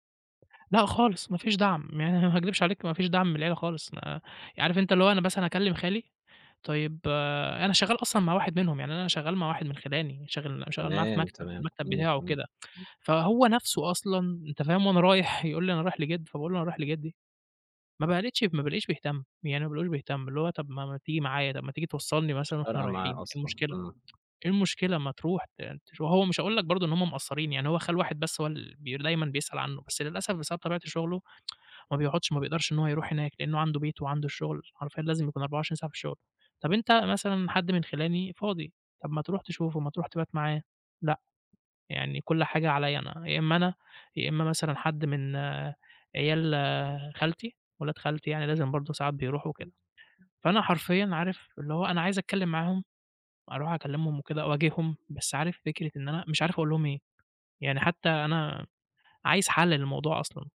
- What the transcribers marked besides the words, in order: tsk; tapping; tsk; tsk
- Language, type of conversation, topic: Arabic, advice, إزاي تحمّلت رعاية أبوك أو أمك وهما كبار في السن وده أثّر على حياتك إزاي؟